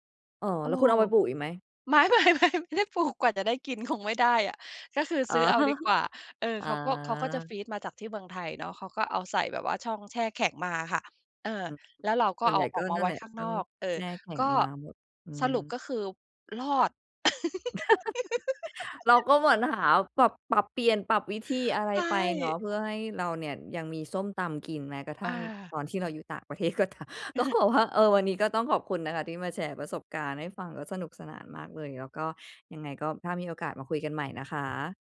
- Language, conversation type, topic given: Thai, podcast, การปรับตัวในที่ใหม่ คุณทำยังไงให้รอด?
- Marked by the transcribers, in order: laughing while speaking: "ไม่ ๆ ๆ"; other background noise; tapping; laugh; laughing while speaking: "ก็ตาม ก็บอกว่า"; chuckle